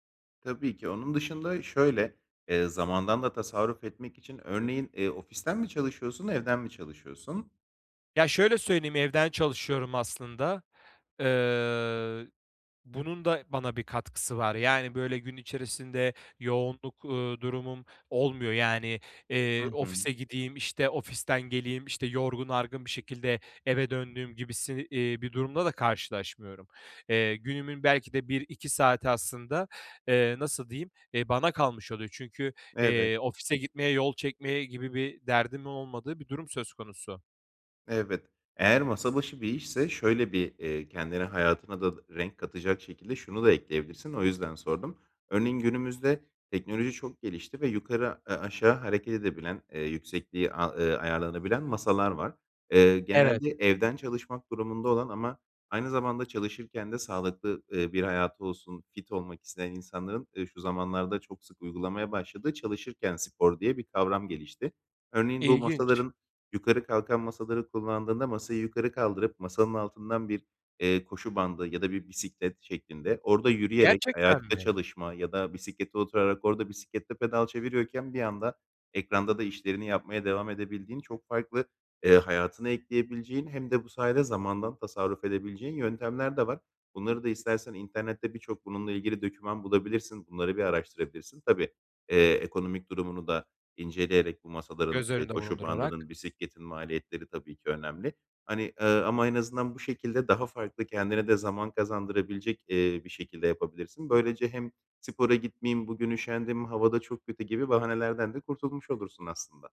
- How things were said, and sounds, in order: other background noise
- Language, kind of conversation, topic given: Turkish, advice, Motivasyon kaybı ve durgunluk